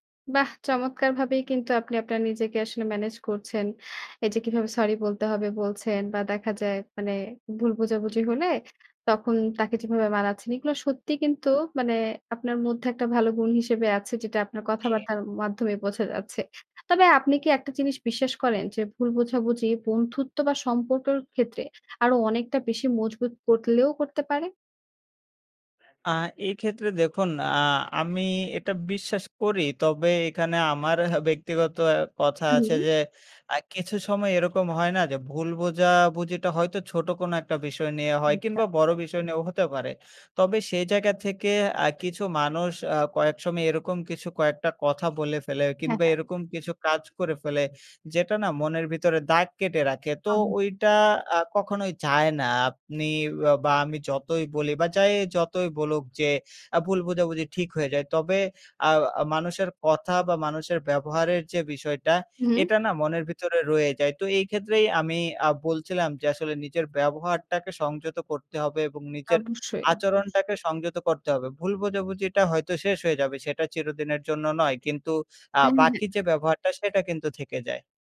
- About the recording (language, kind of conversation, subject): Bengali, podcast, ভুল বোঝাবুঝি হলে আপনি প্রথমে কী করেন?
- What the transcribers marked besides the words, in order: horn; other background noise; other street noise